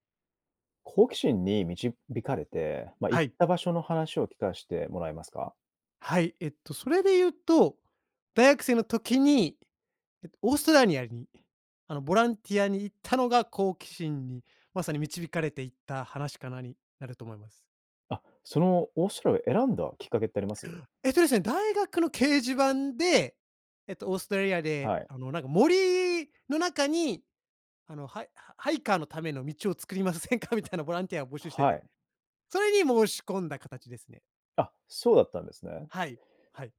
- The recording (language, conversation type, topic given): Japanese, podcast, 好奇心に導かれて訪れた場所について、どんな体験をしましたか？
- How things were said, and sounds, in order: other noise; "オーストラリア" said as "オーストラニア"; other background noise; laughing while speaking: "作りませんか？"